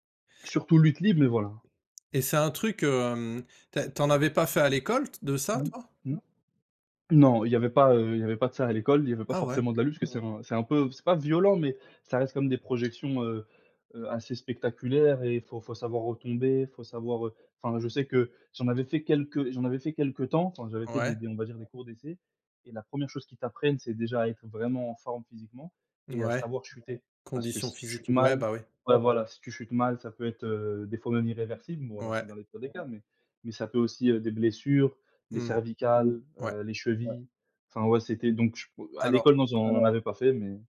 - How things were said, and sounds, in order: tapping; other background noise
- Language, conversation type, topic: French, unstructured, Quel sport aimerais-tu essayer si tu avais le temps ?